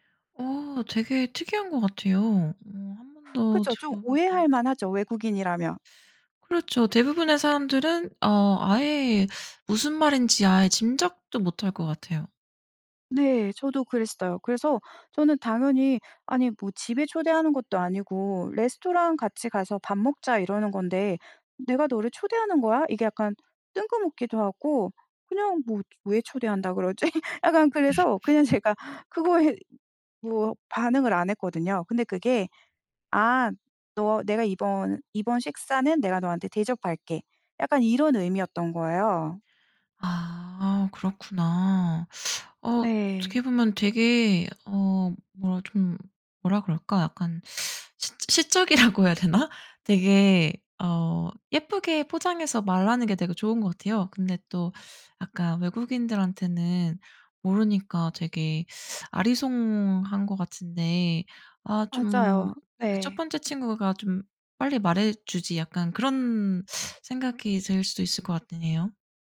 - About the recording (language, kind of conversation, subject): Korean, podcast, 문화 차이 때문에 어색했던 순간을 이야기해 주실래요?
- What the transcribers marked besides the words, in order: tapping; teeth sucking; teeth sucking; laughing while speaking: "그러지?"; laugh; laughing while speaking: "제가 그거에"; teeth sucking; teeth sucking; laughing while speaking: "시적이라고 해야 되나?"; teeth sucking; teeth sucking